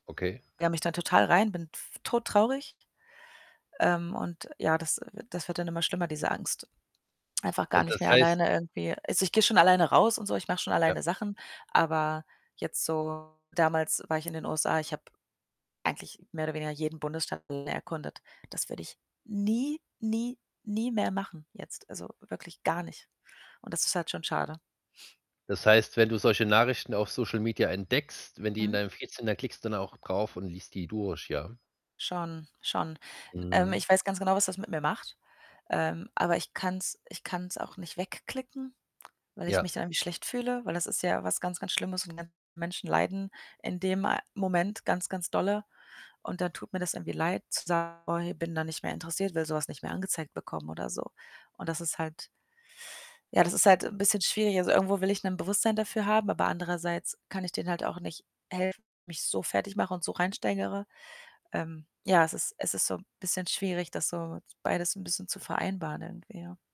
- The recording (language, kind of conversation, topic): German, advice, Wie kann ich meine Angst beim Erkunden neuer, unbekannter Orte verringern?
- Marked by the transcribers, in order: distorted speech; static; other background noise; tapping; sigh